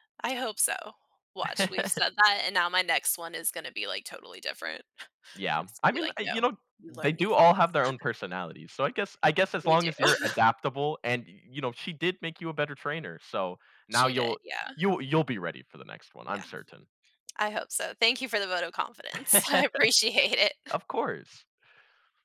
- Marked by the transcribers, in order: laugh; chuckle; other background noise; chuckle; chuckle
- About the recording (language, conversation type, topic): English, unstructured, How do you cope when you don’t succeed at something you’re passionate about?
- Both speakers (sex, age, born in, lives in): female, 35-39, United States, United States; male, 20-24, United States, United States